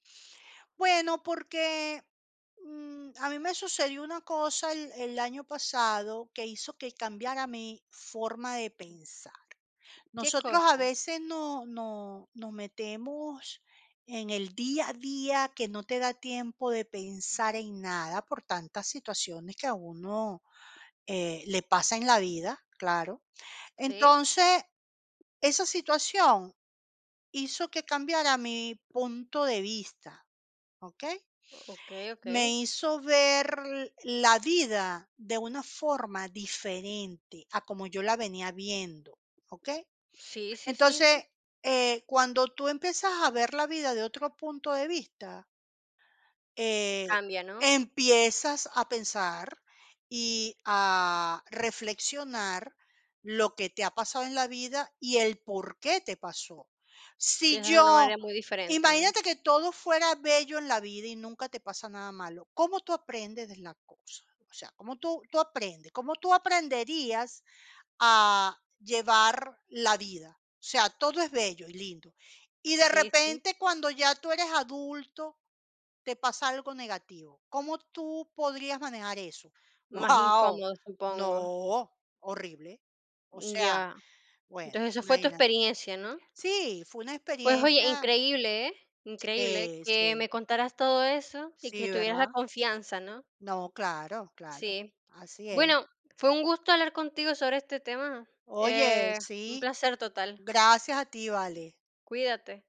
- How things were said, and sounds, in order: other background noise
- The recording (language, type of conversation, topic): Spanish, podcast, ¿Cómo decides si perdonar a alguien o seguir adelante?
- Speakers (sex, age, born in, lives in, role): female, 50-54, Venezuela, Portugal, guest; female, 50-54, Venezuela, Portugal, host